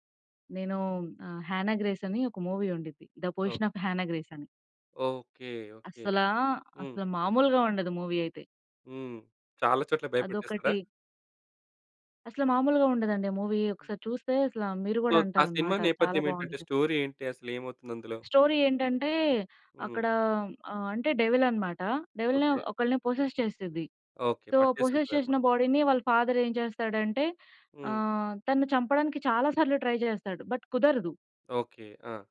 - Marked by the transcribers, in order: in English: "మూవీ"; in English: "మూవీ"; in English: "మూవీ"; other background noise; in English: "సో"; in English: "స్టోరీ"; in English: "స్టోరీ"; in English: "డెవిల్"; in English: "డెవిల్‌ని"; in English: "పోసెస్"; in English: "సో పోసెస్"; in English: "బాడీ‌ని"; in English: "ఫాదర్"; in English: "ట్రై"; in English: "బట్"
- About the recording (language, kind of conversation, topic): Telugu, podcast, స్ట్రెస్ వచ్చినప్పుడు మీరు సాధారణంగా ఏమి చేస్తారు?